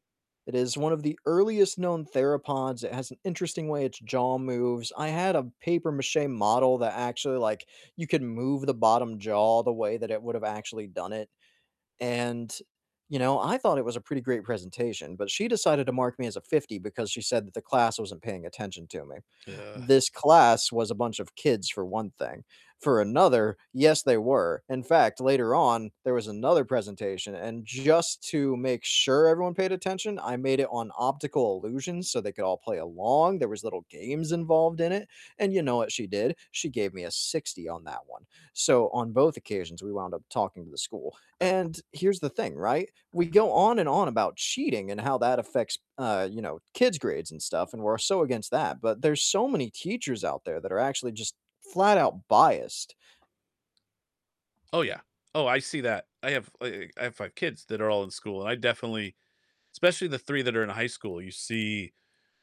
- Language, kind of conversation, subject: English, unstructured, How do you feel about cheating at school or at work?
- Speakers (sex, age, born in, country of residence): male, 30-34, United States, United States; male, 45-49, United States, United States
- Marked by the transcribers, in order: distorted speech; other background noise; tapping; static